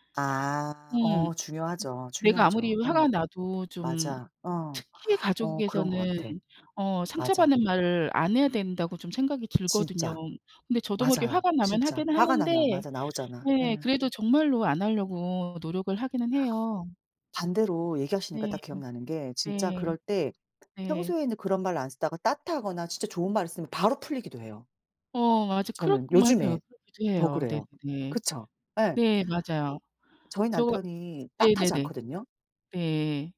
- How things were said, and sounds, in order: other background noise; tapping
- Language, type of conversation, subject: Korean, unstructured, 갈등을 해결한 뒤 가장 행복하다고 느끼는 순간은 언제인가요?